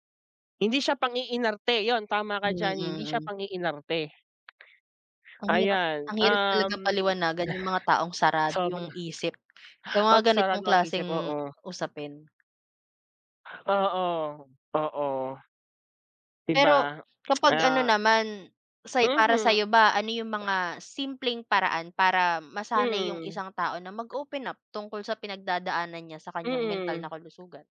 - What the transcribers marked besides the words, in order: other noise
- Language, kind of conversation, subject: Filipino, unstructured, Ano ang masasabi mo tungkol sa paghingi ng tulong para sa kalusugang pangkaisipan?